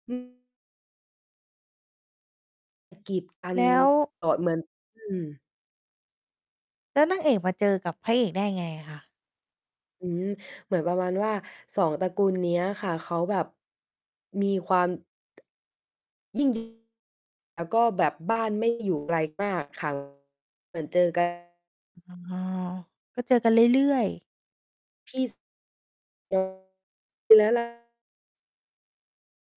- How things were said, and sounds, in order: distorted speech; mechanical hum; tapping; other background noise
- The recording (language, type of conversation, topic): Thai, podcast, คุณชอบซีรีส์แนวไหนที่สุด และเพราะอะไร?